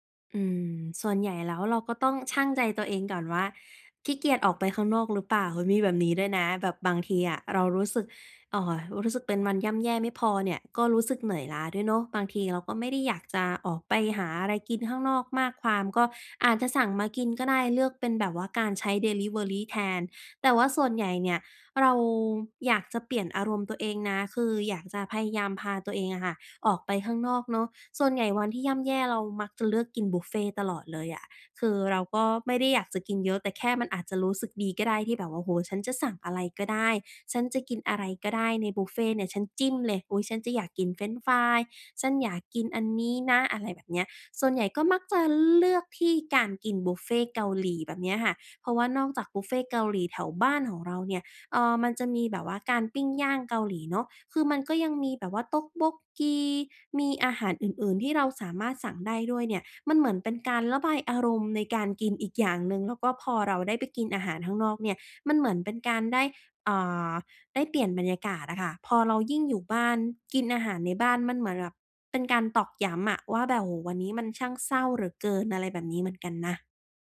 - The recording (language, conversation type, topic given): Thai, podcast, ในช่วงเวลาที่ย่ำแย่ คุณมีวิธีปลอบใจตัวเองอย่างไร?
- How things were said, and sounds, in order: "เหลือ" said as "เหรือ"